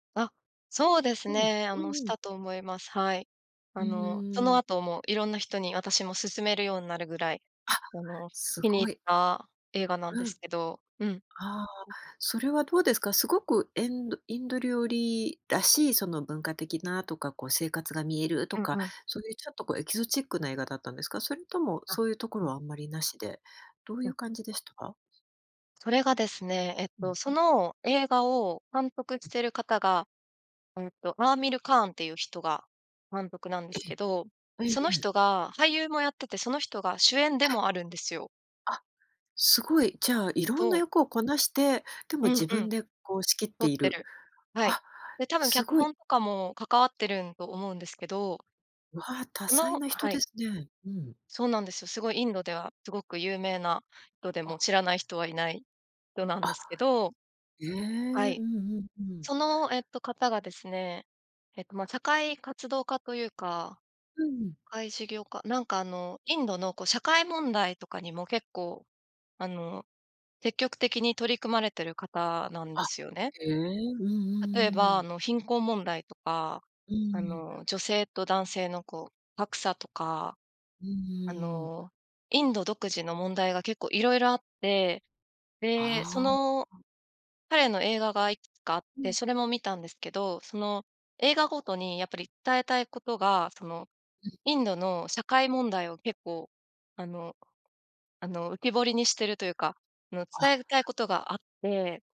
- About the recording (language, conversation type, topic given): Japanese, podcast, 好きな映画にまつわる思い出を教えてくれますか？
- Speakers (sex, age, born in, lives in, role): female, 35-39, Japan, Japan, guest; female, 50-54, Japan, France, host
- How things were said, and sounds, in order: other noise; other background noise